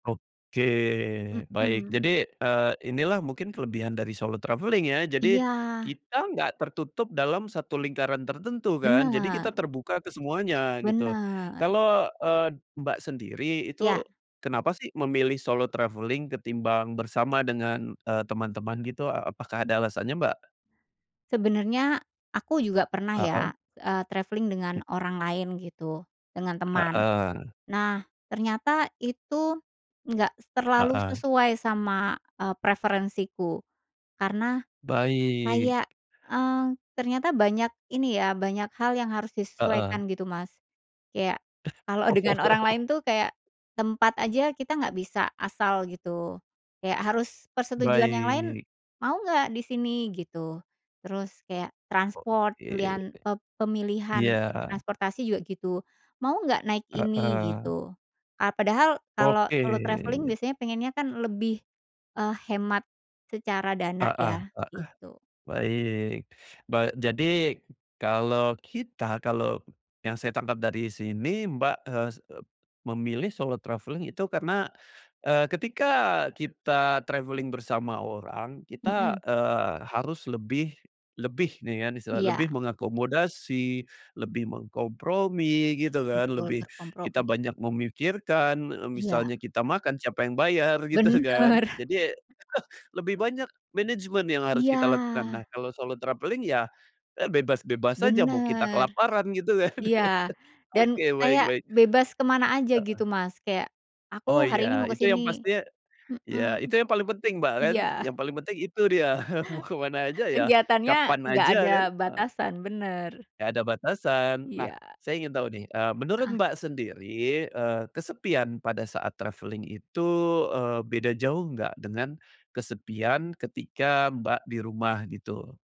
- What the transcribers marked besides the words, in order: in English: "solo traveling"; in English: "solo travelling"; in English: "traveling"; tapping; laughing while speaking: "Oh"; in English: "transport"; other background noise; in English: "solo travelling"; in English: "traveling"; in English: "traveling"; sneeze; in English: "solo travelling"; laugh; chuckle; laughing while speaking: "mau"; in English: "travelling"
- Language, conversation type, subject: Indonesian, podcast, Pernahkah kamu merasa kesepian di tengah keramaian?